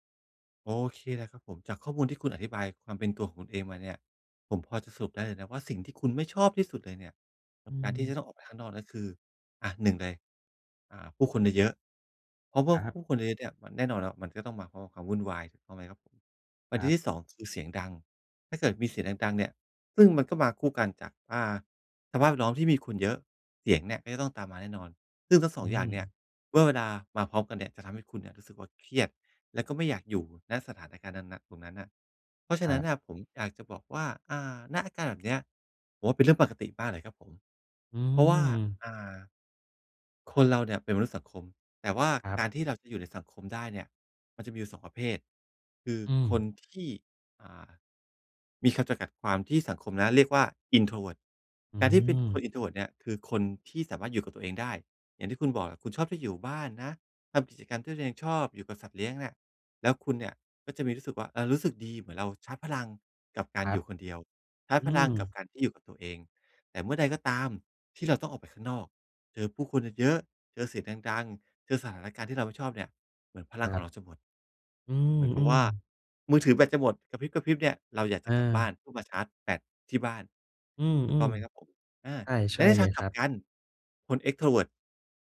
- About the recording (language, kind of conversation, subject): Thai, advice, ทำอย่างไรดีเมื่อฉันเครียดช่วงวันหยุดเพราะต้องไปงานเลี้ยงกับคนที่ไม่ชอบ?
- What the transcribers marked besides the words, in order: other background noise